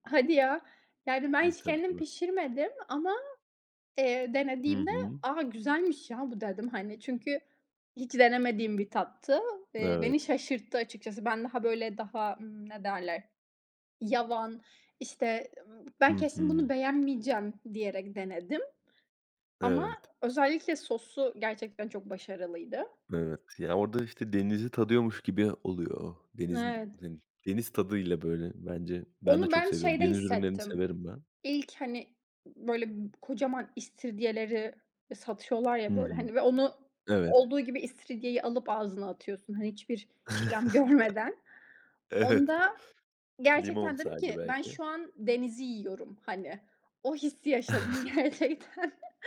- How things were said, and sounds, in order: other background noise; tapping; chuckle; laughing while speaking: "Evet"; laughing while speaking: "görmeden"; chuckle; laughing while speaking: "gerçekten"; chuckle
- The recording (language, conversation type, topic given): Turkish, unstructured, Farklı ülkelerin yemek kültürleri seni nasıl etkiledi?